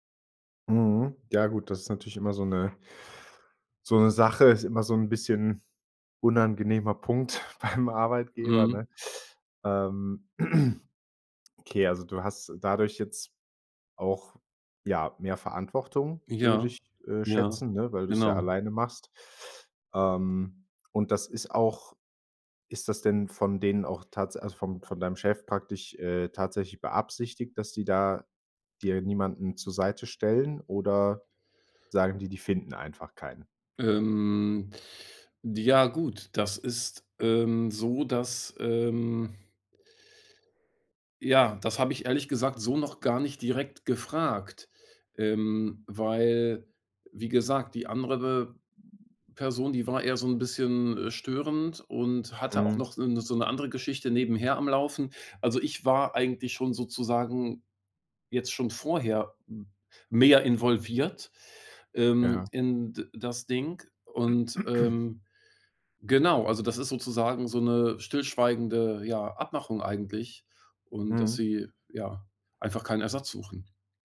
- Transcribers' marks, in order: laughing while speaking: "Punkt beim"; throat clearing; throat clearing
- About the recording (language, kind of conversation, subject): German, advice, Wie kann ich mit meinem Chef ein schwieriges Gespräch über mehr Verantwortung oder ein höheres Gehalt führen?